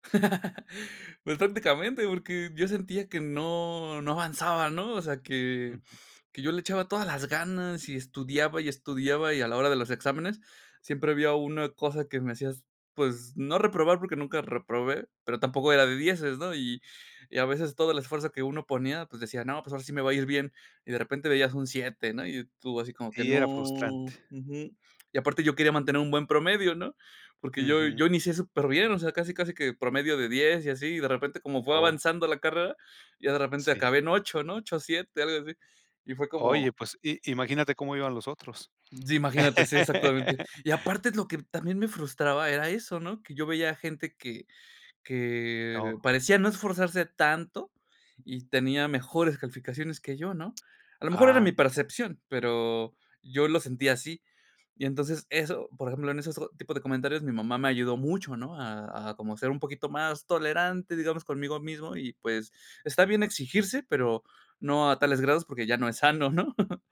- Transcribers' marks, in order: chuckle; laugh; chuckle
- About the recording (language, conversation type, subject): Spanish, podcast, ¿Quién fue la persona que más te guió en tu carrera y por qué?